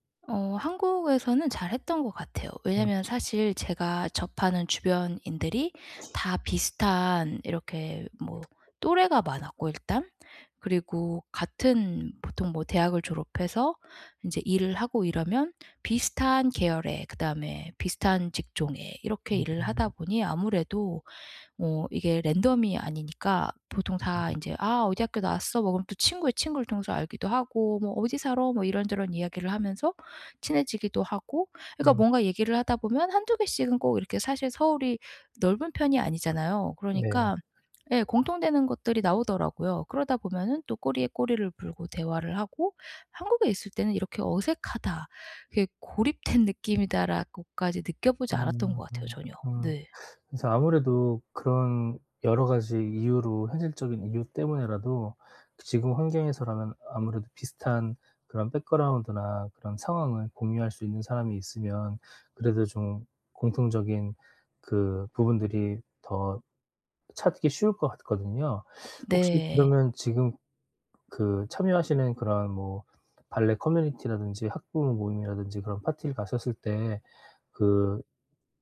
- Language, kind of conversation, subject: Korean, advice, 파티에서 혼자라고 느껴 어색할 때는 어떻게 하면 좋을까요?
- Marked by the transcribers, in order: tapping; other background noise; laughing while speaking: "'고립된"